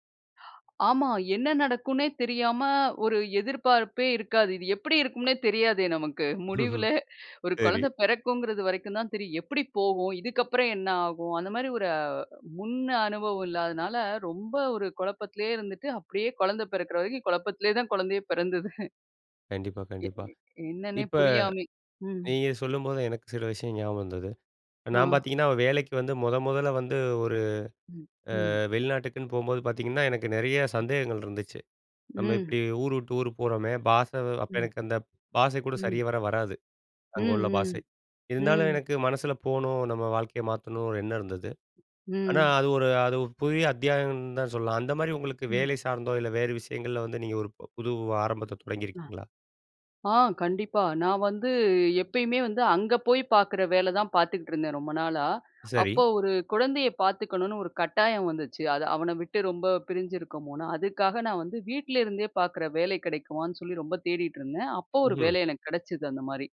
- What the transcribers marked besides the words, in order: laughing while speaking: "நமக்கு. முடிவுல, ஒரு கொழந்த"; laughing while speaking: "சரி"; laughing while speaking: "குழந்தையே பெறந்தது"; unintelligible speech
- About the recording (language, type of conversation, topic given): Tamil, podcast, புது ஆரம்பத்துக்கு மனதை எப்படி தயாரிப்பீங்க?